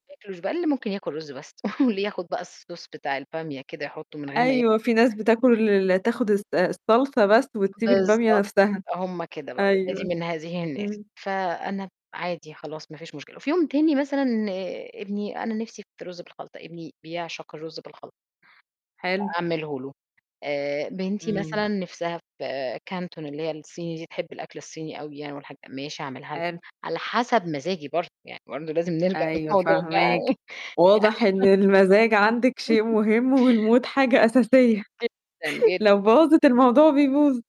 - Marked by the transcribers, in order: unintelligible speech; chuckle; in English: "الSauce"; static; unintelligible speech; distorted speech; laughing while speaking: "للموضوع ده"; chuckle; tapping; chuckle; in English: "والMood"; laughing while speaking: "أساسية"; chuckle
- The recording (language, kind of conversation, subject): Arabic, podcast, قد إيه العيلة بتأثر على قراراتك اليومية؟